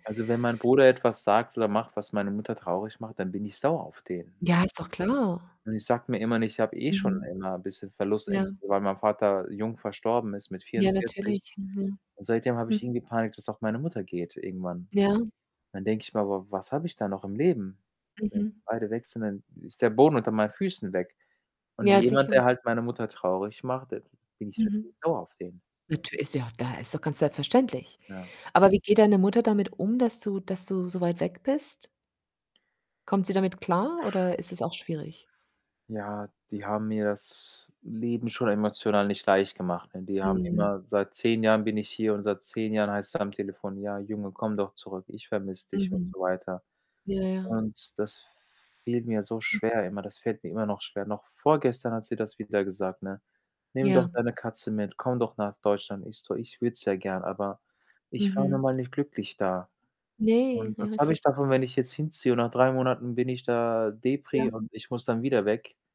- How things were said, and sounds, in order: distorted speech; other background noise; static
- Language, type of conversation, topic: German, unstructured, Wie gehst du mit Streit in der Familie um?